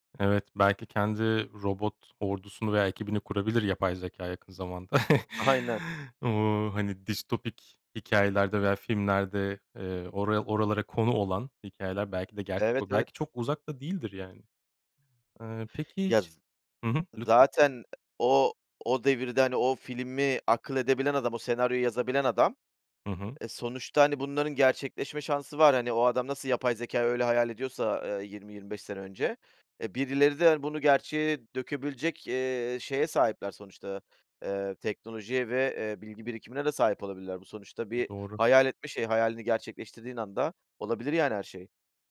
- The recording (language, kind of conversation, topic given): Turkish, podcast, Yapay zekâ, hayat kararlarında ne kadar güvenilir olabilir?
- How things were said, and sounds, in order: chuckle; other background noise